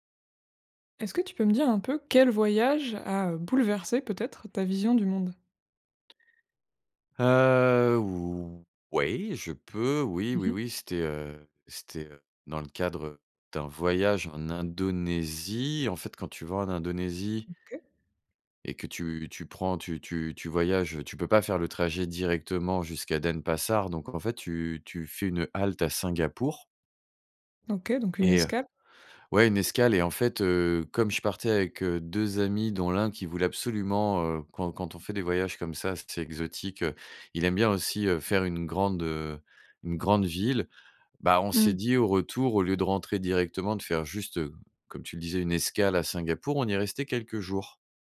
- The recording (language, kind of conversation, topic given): French, podcast, Quel voyage a bouleversé ta vision du monde ?
- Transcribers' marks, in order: drawn out: "Heu, ou"